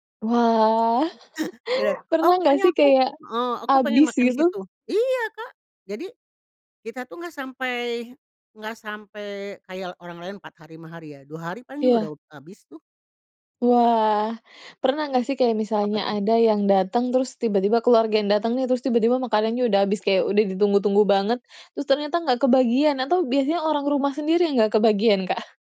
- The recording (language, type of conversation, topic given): Indonesian, podcast, Ceritakan hidangan apa yang selalu ada di perayaan keluargamu?
- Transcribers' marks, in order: tapping; chuckle; other background noise; chuckle